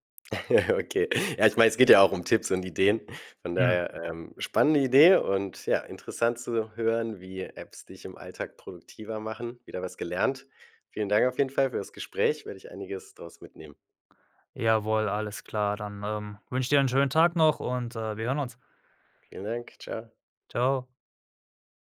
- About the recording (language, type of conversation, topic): German, podcast, Welche Apps machen dich im Alltag wirklich produktiv?
- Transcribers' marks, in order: chuckle; other background noise